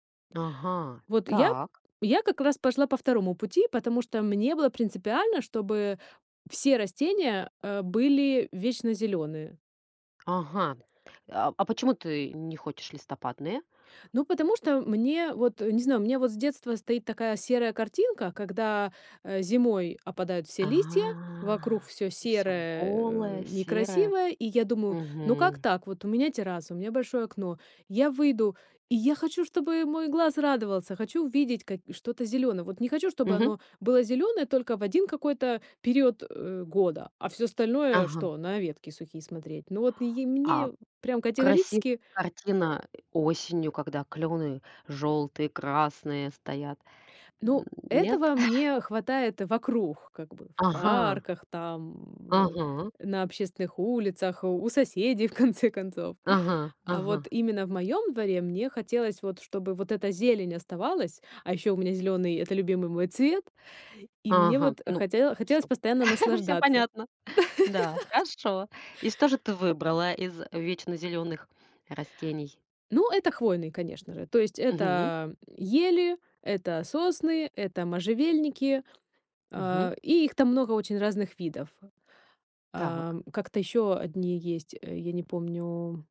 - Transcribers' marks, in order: other background noise; drawn out: "А"; grunt; chuckle; laughing while speaking: "в конце концов"; chuckle; laughing while speaking: "всё понятно"; chuckle
- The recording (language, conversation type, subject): Russian, podcast, С чего правильно начать посадку деревьев вокруг дома?